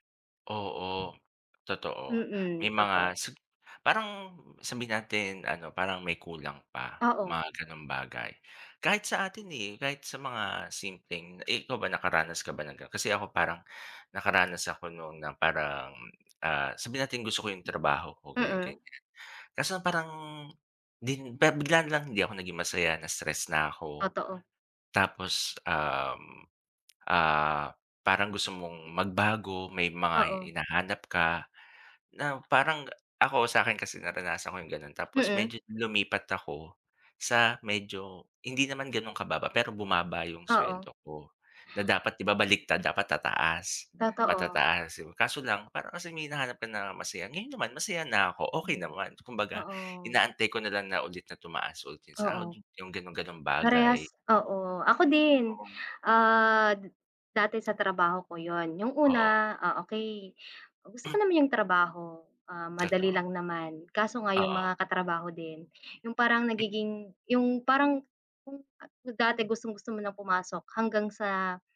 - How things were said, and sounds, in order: tapping; other background noise; swallow
- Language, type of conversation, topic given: Filipino, unstructured, Sa tingin mo ba, mas mahalaga ang pera o ang kasiyahan sa pagtupad ng pangarap?
- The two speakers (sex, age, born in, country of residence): female, 25-29, Philippines, Philippines; male, 40-44, Philippines, Philippines